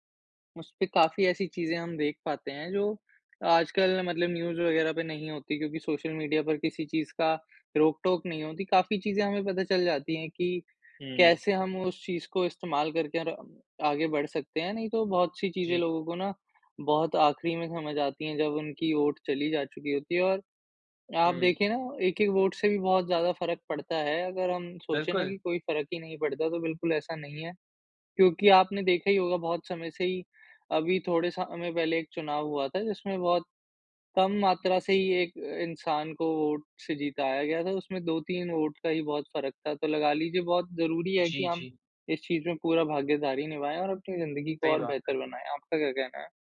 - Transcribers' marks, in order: in English: "न्यूज़"; in English: "वोट"; in English: "वोट"; in English: "वोट"
- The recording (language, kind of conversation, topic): Hindi, unstructured, राजनीति में जनता की भूमिका क्या होनी चाहिए?